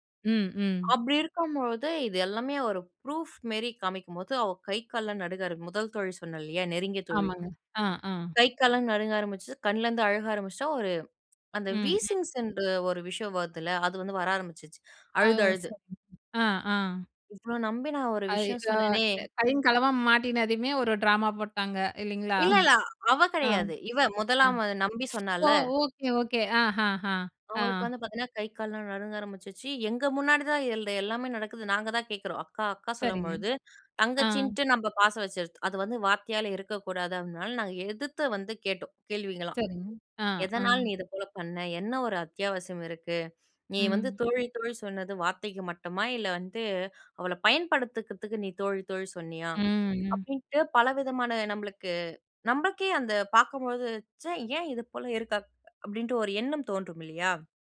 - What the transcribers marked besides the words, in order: in English: "ப்ரூஃப்"; other background noise; in English: "வீசிங்ஸ்"; unintelligible speech
- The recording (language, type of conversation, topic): Tamil, podcast, நம்பிக்கையை மீண்டும் கட்டுவது எப்படி?